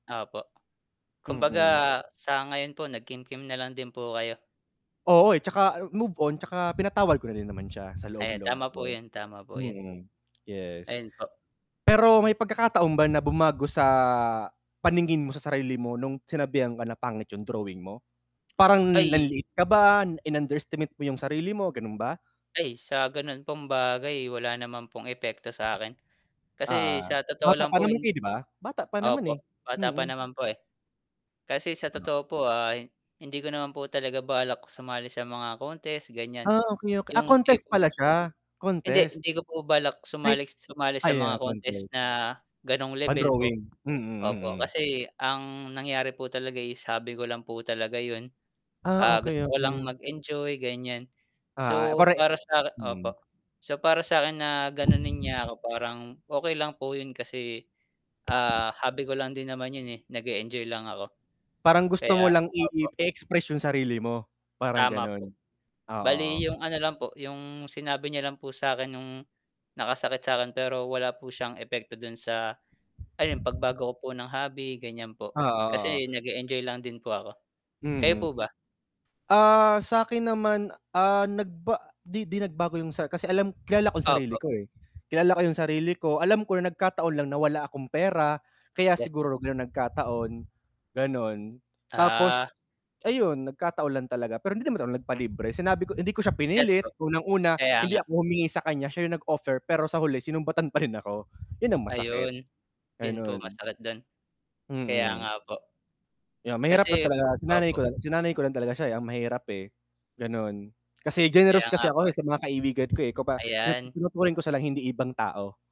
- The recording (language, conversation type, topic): Filipino, unstructured, Ano ang pinakamasakit na sinabi ng iba tungkol sa iyo?
- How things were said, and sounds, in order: static; wind; tapping; distorted speech; tongue click